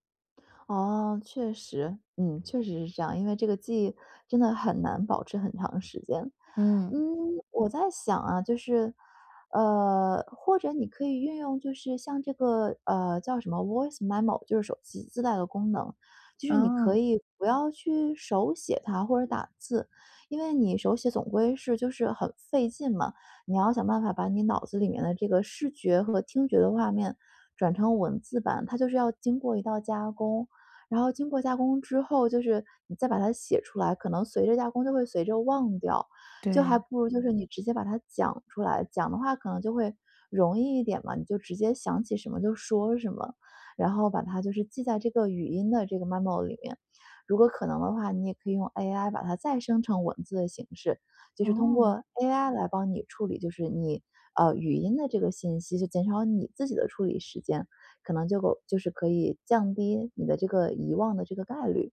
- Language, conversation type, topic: Chinese, advice, 你怎样才能养成定期收集灵感的习惯？
- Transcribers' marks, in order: in English: "voice memo"; other background noise; in English: "memo"